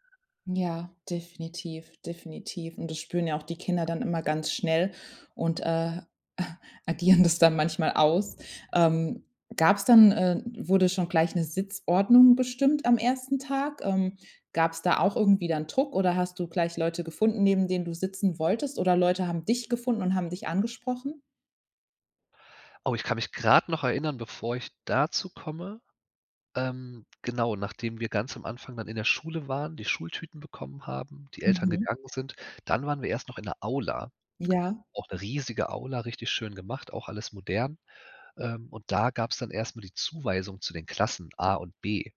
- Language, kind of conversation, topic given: German, podcast, Kannst du von deinem ersten Schultag erzählen?
- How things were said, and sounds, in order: chuckle; laughing while speaking: "agieren"